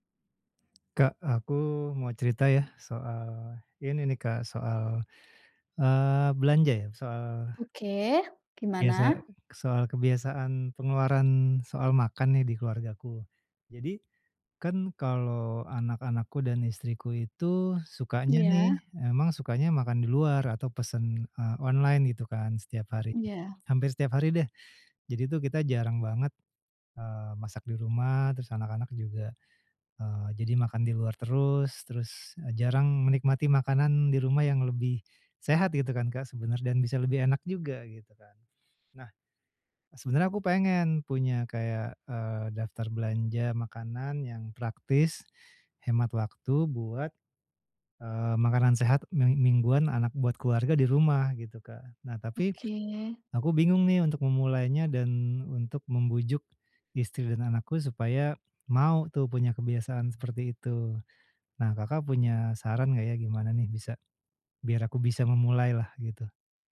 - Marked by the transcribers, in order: tapping; other background noise
- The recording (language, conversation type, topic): Indonesian, advice, Bagaimana cara membuat daftar belanja yang praktis dan hemat waktu untuk makanan sehat mingguan?